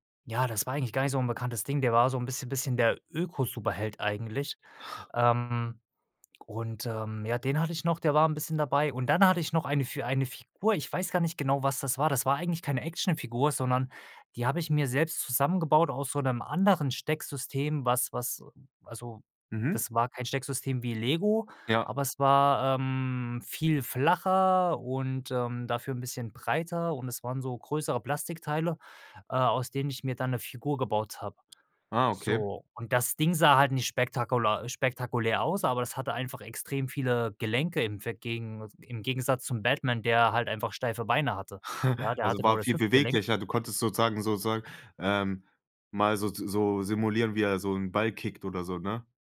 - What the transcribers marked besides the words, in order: snort; chuckle
- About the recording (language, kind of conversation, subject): German, podcast, Wie ist deine selbstgebaute Welt aus LEGO oder anderen Materialien entstanden?